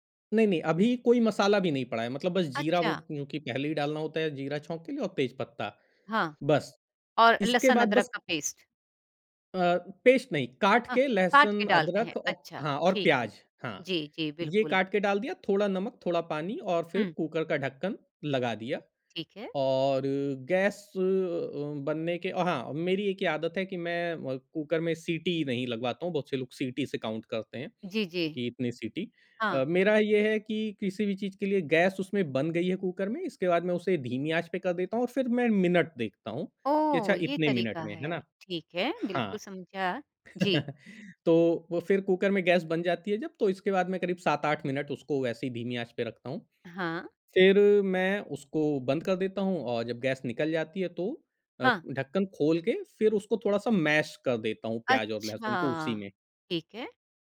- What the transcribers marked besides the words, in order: in English: "काउंट"; chuckle; tapping; in English: "मैश"
- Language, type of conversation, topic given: Hindi, podcast, खाना बनाते समय आपके पसंदीदा तरीके क्या हैं?